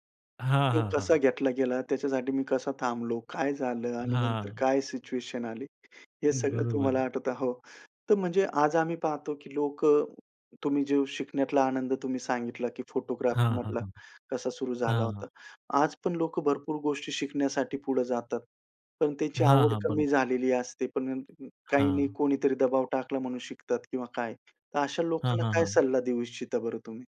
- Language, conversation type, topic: Marathi, podcast, तुम्हाला शिकण्याचा आनंद कधी आणि कसा सुरू झाला?
- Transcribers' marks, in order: tapping; other background noise